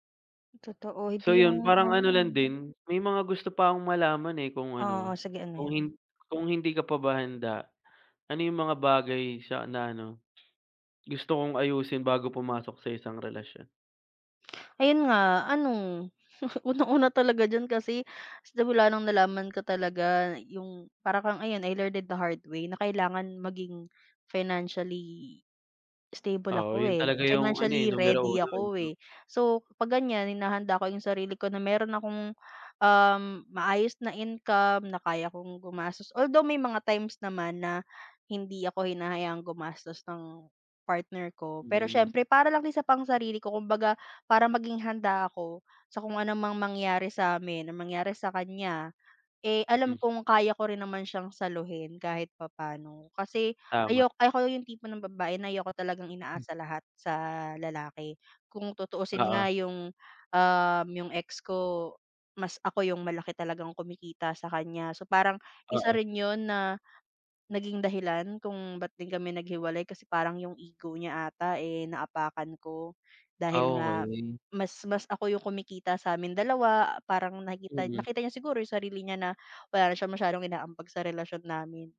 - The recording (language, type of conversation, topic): Filipino, unstructured, Paano mo malalaman kung handa ka na sa isang seryosong relasyon?
- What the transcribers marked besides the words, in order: other background noise; tapping; chuckle